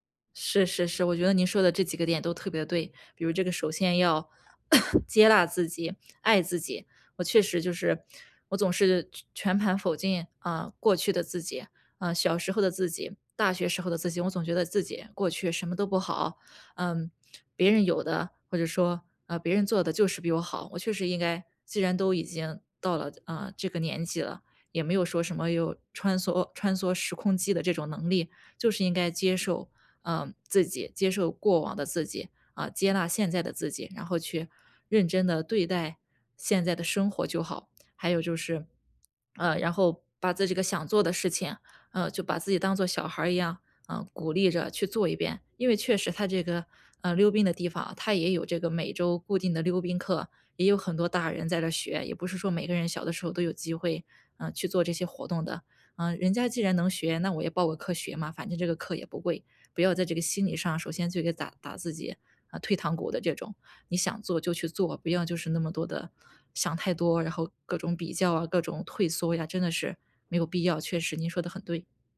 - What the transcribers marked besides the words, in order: cough; "否定" said as "否进"; swallow
- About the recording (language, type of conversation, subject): Chinese, advice, 如何避免因为比较而失去对爱好的热情？